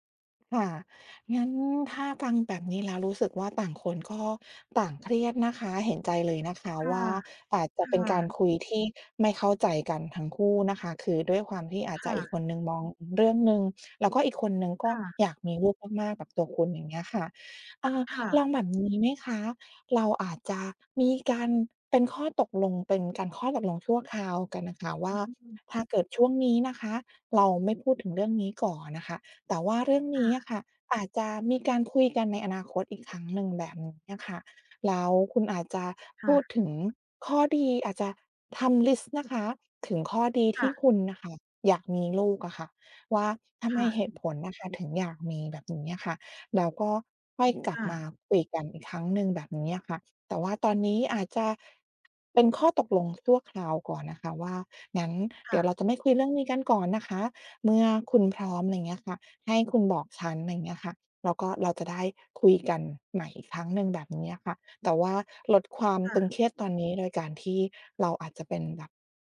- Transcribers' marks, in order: other noise
- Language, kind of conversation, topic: Thai, advice, ไม่ตรงกันเรื่องการมีลูกทำให้ความสัมพันธ์ตึงเครียด